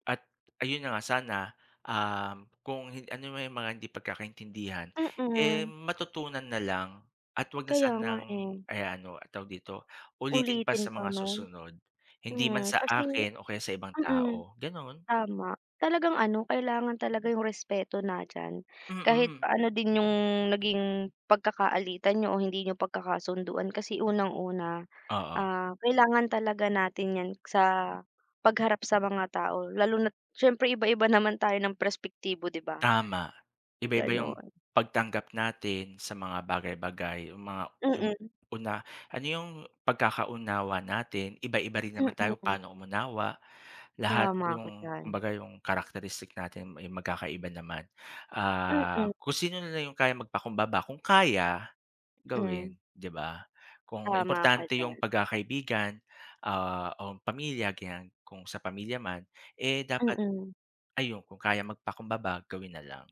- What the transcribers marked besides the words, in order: in English: "characteristic"
- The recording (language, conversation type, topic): Filipino, unstructured, Paano mo napapanatili ang respeto kahit nagkakasalungatan kayo?
- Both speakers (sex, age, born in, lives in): female, 20-24, Philippines, Philippines; male, 40-44, Philippines, Philippines